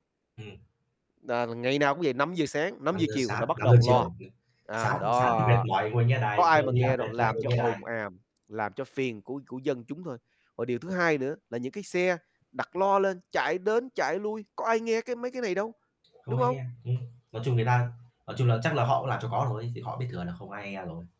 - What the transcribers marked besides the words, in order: other background noise; tapping; "ào" said as "àm"
- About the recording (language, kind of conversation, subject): Vietnamese, unstructured, Chính phủ nên làm gì để tăng niềm tin của người dân?
- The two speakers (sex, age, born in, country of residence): male, 20-24, Vietnam, Vietnam; male, 40-44, Vietnam, United States